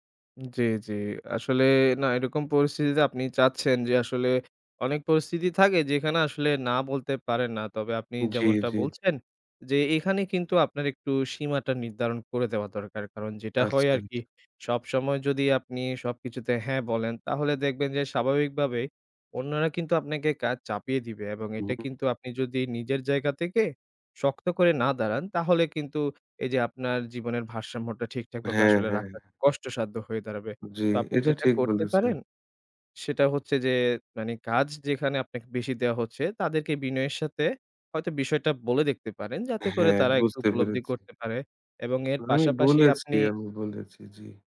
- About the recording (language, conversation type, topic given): Bengali, advice, কাজ ও ব্যক্তিগত জীবনের ভারসাম্য রাখতে আপনার সময় ব্যবস্থাপনায় কী কী অনিয়ম হয়?
- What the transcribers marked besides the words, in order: other background noise; tapping